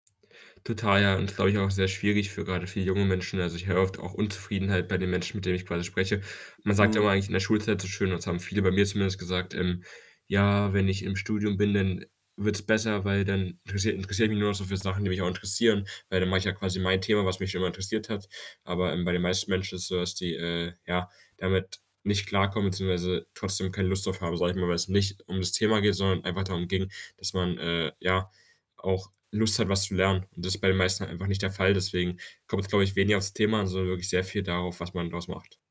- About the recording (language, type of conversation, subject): German, podcast, Welches Ereignis hat dich erwachsen werden lassen?
- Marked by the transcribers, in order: static; other background noise